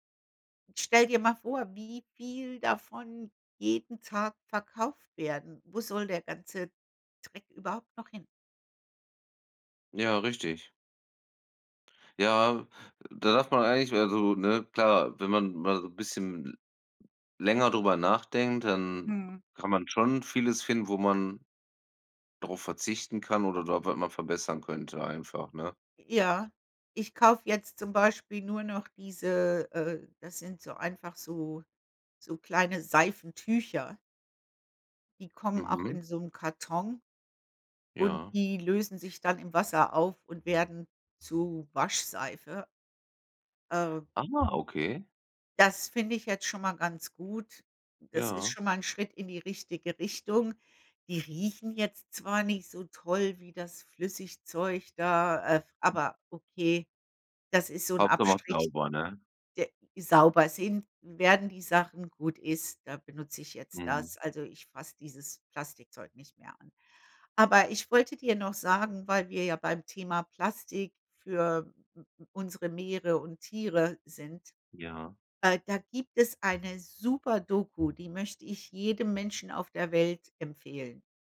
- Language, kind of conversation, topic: German, unstructured, Wie beeinflusst Plastik unsere Meere und die darin lebenden Tiere?
- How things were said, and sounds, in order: other background noise; surprised: "Ah"; tapping